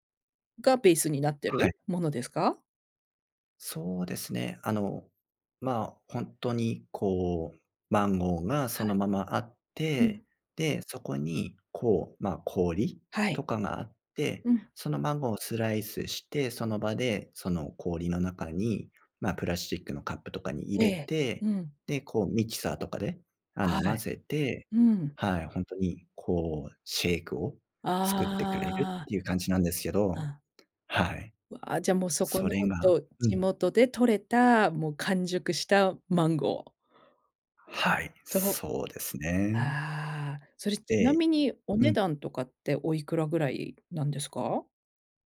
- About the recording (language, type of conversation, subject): Japanese, podcast, 人生で一番忘れられない旅の話を聞かせていただけますか？
- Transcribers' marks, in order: drawn out: "ああ"